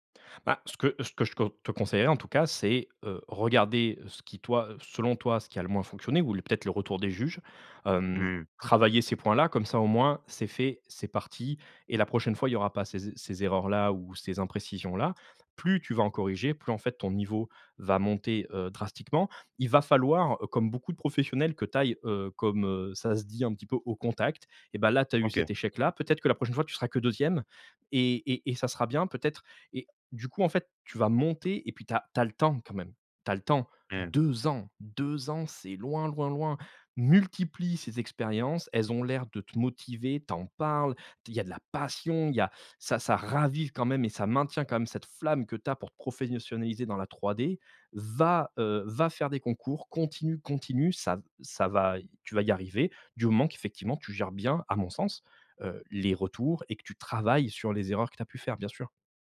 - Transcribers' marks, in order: stressed: "deux"; stressed: "deux"; stressed: "Multiplie"; other background noise; stressed: "passion"; stressed: "flamme"; "professionnaliser" said as "profennosialiser"
- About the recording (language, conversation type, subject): French, advice, Comment retrouver la motivation après un échec ou un revers ?